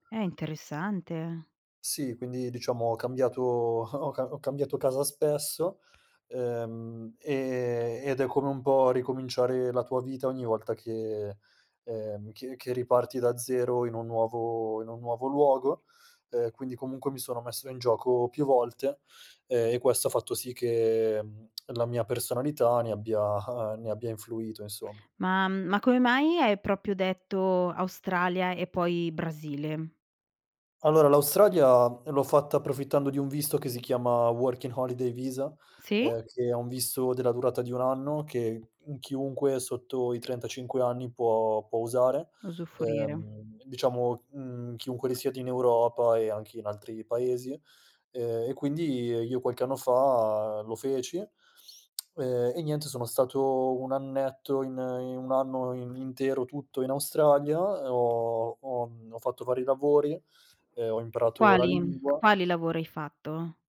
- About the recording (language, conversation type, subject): Italian, podcast, Come è cambiata la tua identità vivendo in posti diversi?
- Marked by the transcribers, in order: laughing while speaking: "ho"; other background noise; laughing while speaking: "abbia"; in English: "Working Holiday Visa"; tapping; "Usufruire" said as "usufrire"